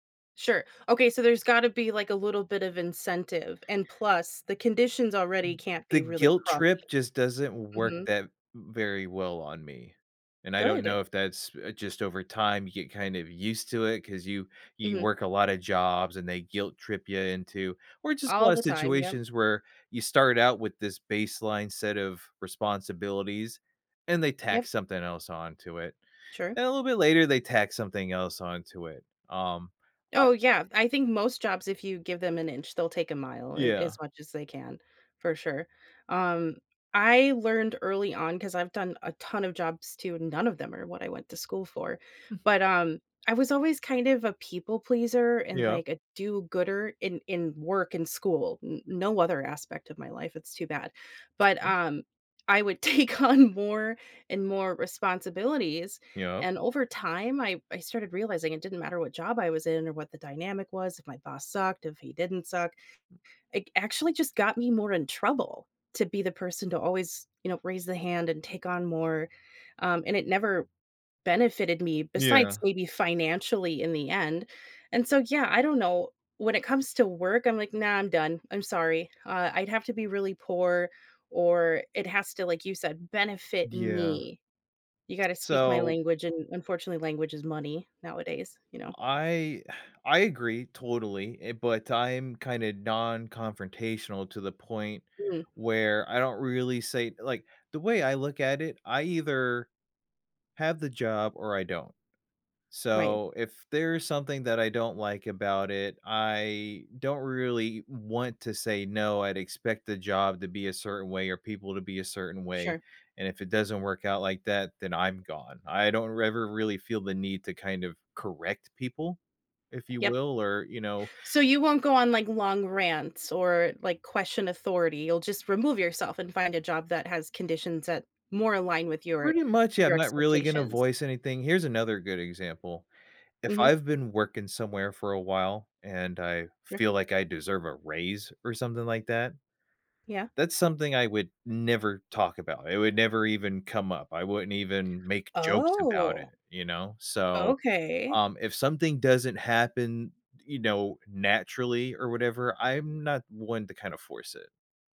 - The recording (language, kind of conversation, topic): English, unstructured, How can I make saying no feel less awkward and more natural?
- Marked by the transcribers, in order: tapping; laughing while speaking: "take on"; other background noise; sigh